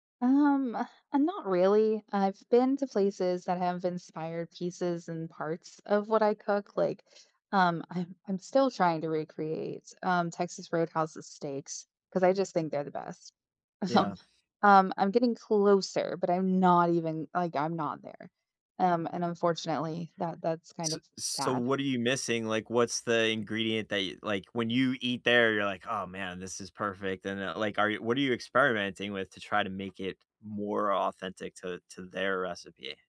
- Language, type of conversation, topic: English, unstructured, How do you decide what to cook without a recipe, using only your instincts and whatever ingredients you have on hand?
- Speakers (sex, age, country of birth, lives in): female, 35-39, Germany, United States; male, 45-49, United States, United States
- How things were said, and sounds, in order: laughing while speaking: "Um"